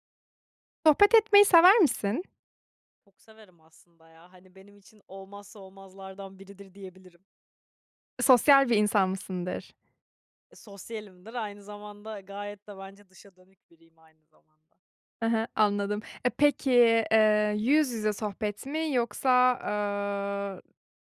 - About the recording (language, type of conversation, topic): Turkish, podcast, Yüz yüze sohbetlerin çevrimiçi sohbetlere göre avantajları nelerdir?
- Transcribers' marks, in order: other background noise